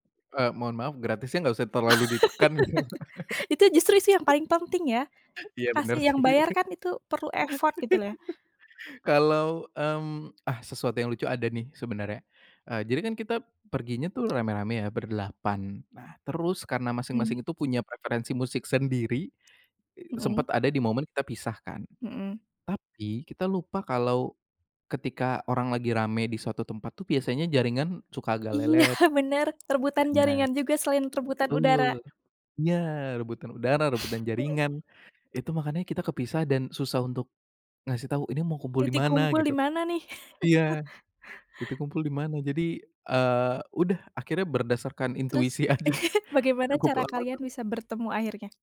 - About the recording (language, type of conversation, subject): Indonesian, podcast, Apa pengalaman menonton konser yang paling berkesan bagi kamu?
- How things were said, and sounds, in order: laugh; chuckle; laughing while speaking: "Iya, bener, sih"; chuckle; in English: "effort"; laughing while speaking: "Iya"; chuckle; chuckle; laughing while speaking: "aja"